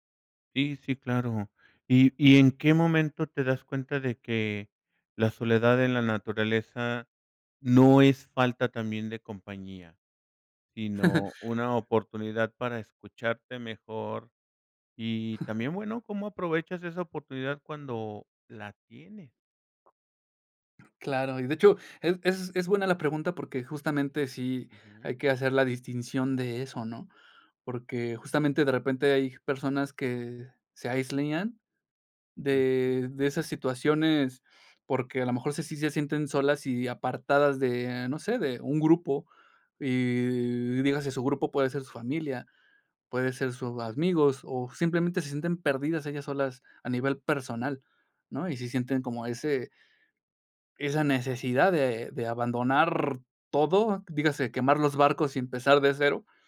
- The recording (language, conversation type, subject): Spanish, podcast, ¿De qué manera la soledad en la naturaleza te inspira?
- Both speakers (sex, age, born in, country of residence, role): male, 30-34, Mexico, Mexico, guest; male, 55-59, Mexico, Mexico, host
- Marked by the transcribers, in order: chuckle; chuckle; other background noise; "aislan" said as "aislian"